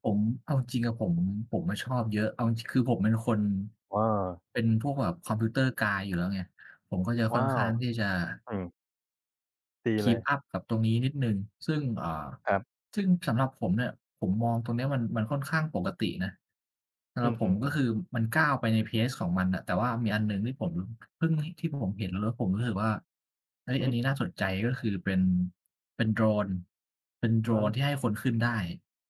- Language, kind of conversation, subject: Thai, unstructured, เทคโนโลยีเปลี่ยนแปลงชีวิตประจำวันของคุณอย่างไรบ้าง?
- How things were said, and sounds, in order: in English: "Computer guy"; tapping; other background noise